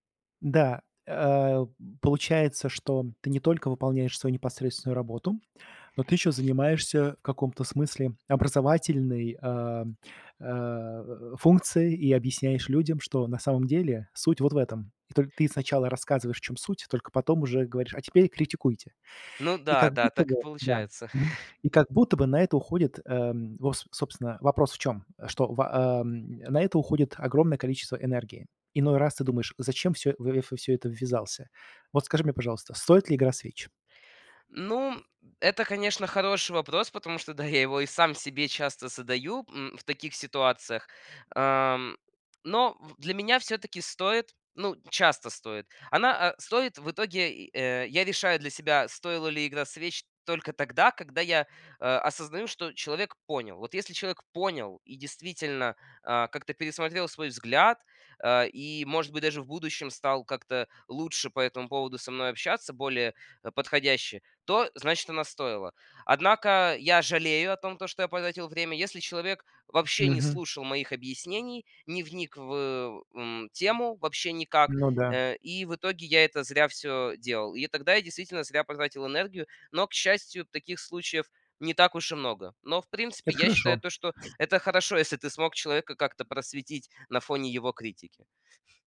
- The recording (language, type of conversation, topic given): Russian, podcast, Как ты реагируешь на критику своих идей?
- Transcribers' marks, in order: other background noise; chuckle; tapping